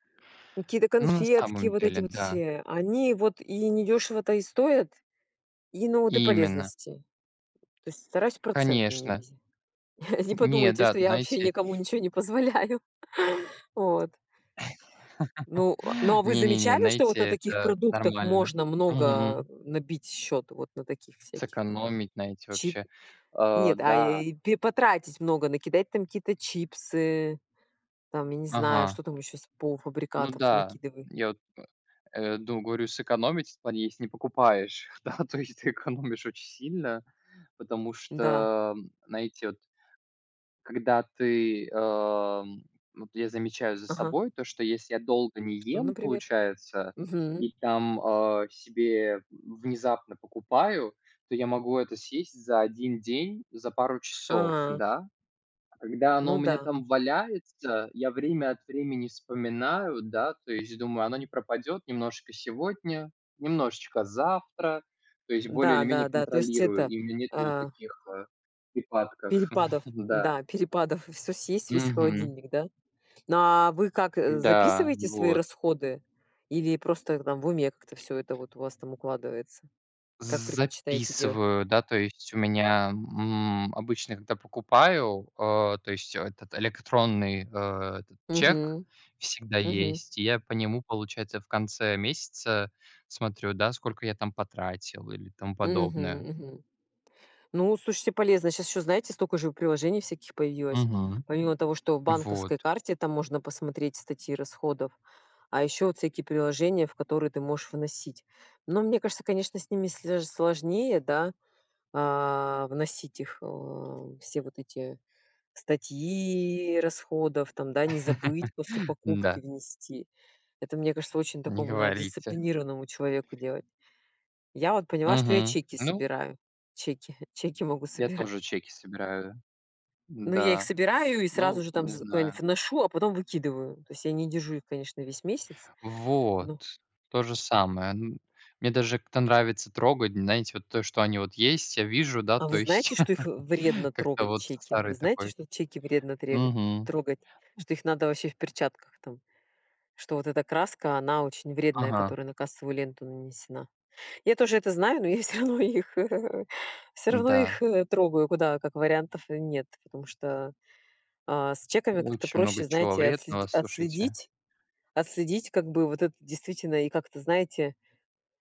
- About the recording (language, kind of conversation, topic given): Russian, unstructured, Как вы обычно планируете бюджет на месяц?
- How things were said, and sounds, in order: laugh; laughing while speaking: "не позволяю"; laugh; tapping; other background noise; chuckle; laugh; laugh; laughing while speaking: "всё равно их"